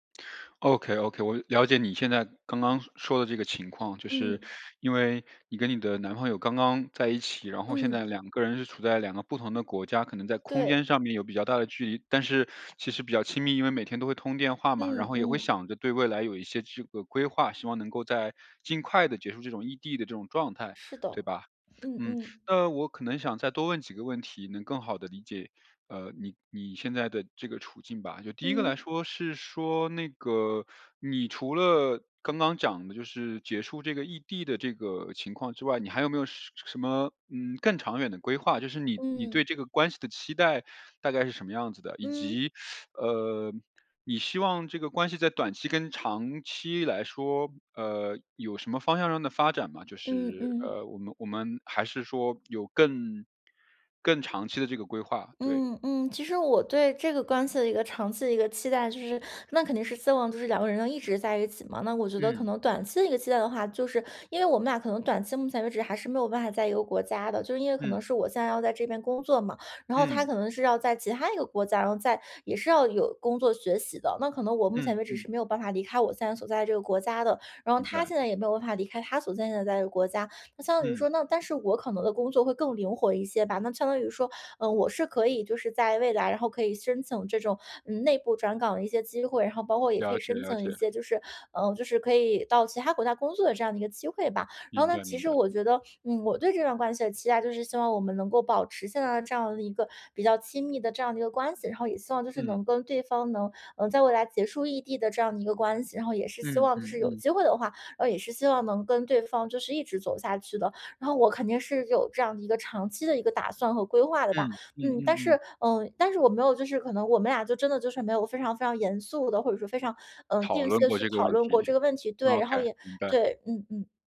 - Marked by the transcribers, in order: teeth sucking; tapping; other background noise
- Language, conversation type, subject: Chinese, advice, 我们如何在关系中共同明确未来的期望和目标？
- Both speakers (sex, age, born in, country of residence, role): female, 30-34, China, Ireland, user; male, 35-39, China, Canada, advisor